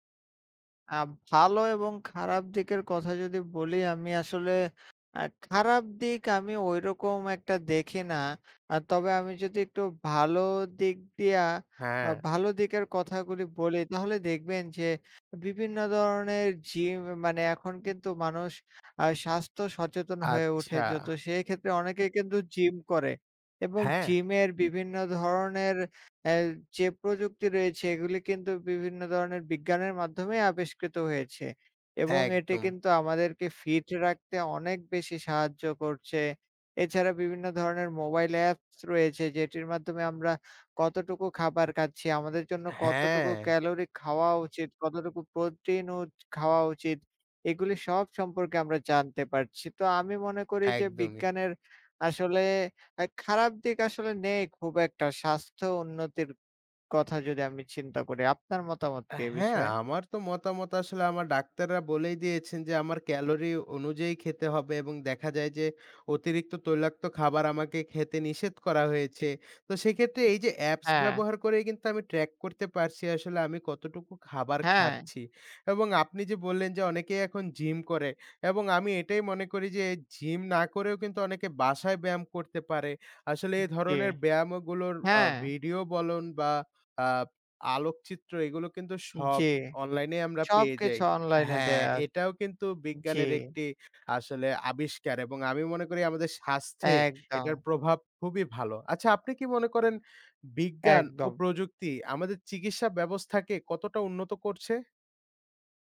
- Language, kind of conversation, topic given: Bengali, unstructured, বিজ্ঞান আমাদের স্বাস্থ্যের উন্নতিতে কীভাবে সাহায্য করে?
- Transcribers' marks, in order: none